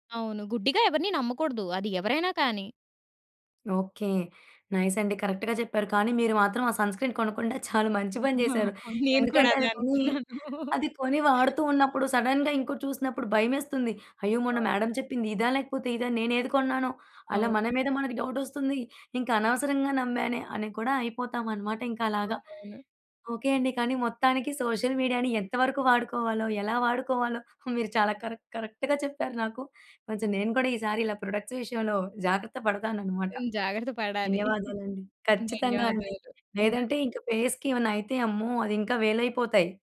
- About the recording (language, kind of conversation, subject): Telugu, podcast, సామాజిక మాధ్యమాల మీమ్స్ కథనాన్ని ఎలా బలపరుస్తాయో మీ అభిప్రాయం ఏమిటి?
- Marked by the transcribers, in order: in English: "నైస్"; in English: "కరెక్ట్‌గా"; in English: "సన్‌స్క్రీన్"; laughing while speaking: "నేను కూడా అదే అనుకున్నాను"; chuckle; other background noise; in English: "సడెన్‌గా"; in English: "మేడమ్"; in English: "సోషల్ మీడియాని"; in English: "కరెక్ట్, కరెక్ట్‌గా"; in English: "ప్రొడక్ట్స్"; chuckle; other noise; in English: "ఫేస్‌కి"